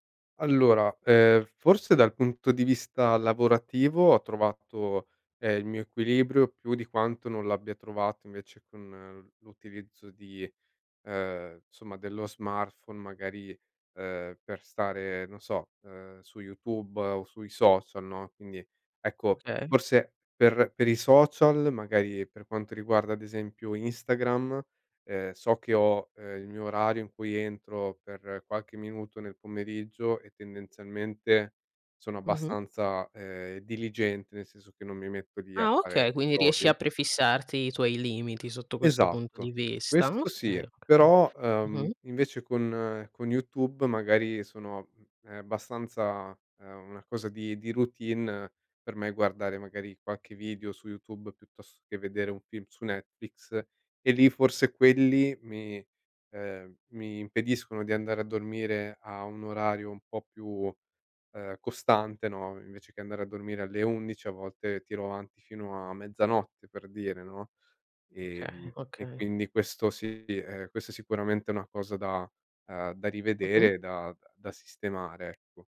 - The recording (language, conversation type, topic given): Italian, podcast, Cosa fai per limitare il tempo davanti agli schermi?
- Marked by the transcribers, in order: other background noise; in English: "scrolling"